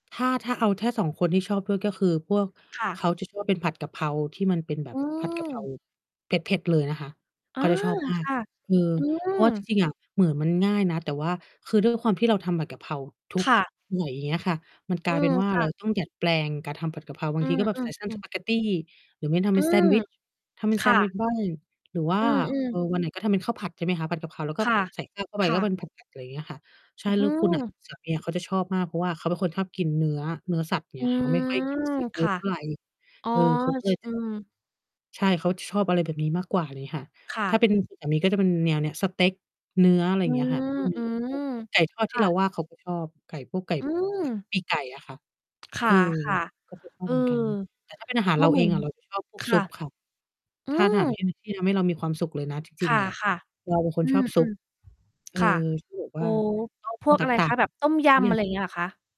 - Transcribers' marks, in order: mechanical hum; tapping; distorted speech; other noise
- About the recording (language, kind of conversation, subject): Thai, unstructured, คุณคิดว่าอาหารแบบไหนที่กินแล้วมีความสุขที่สุด?